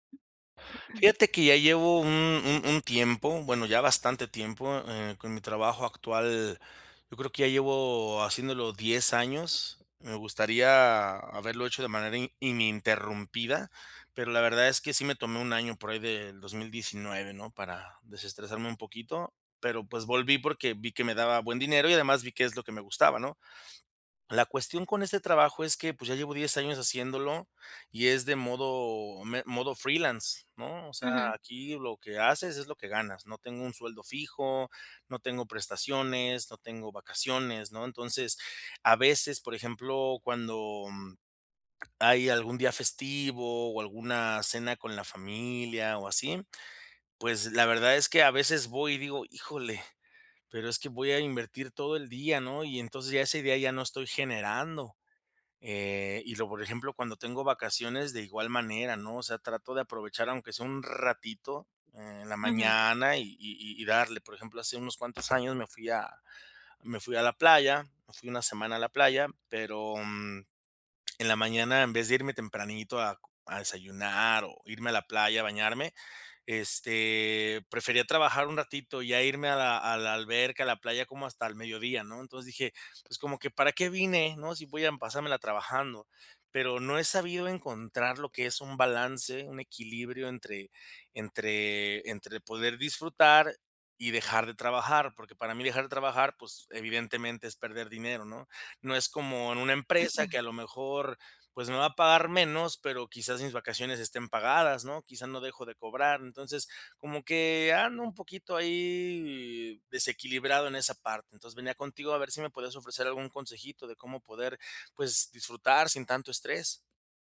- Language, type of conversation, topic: Spanish, advice, ¿Cómo puedo manejar el estrés durante celebraciones y vacaciones?
- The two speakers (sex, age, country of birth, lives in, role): female, 40-44, Mexico, Mexico, advisor; male, 35-39, Mexico, Mexico, user
- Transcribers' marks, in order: other background noise; throat clearing; throat clearing; drawn out: "ahí"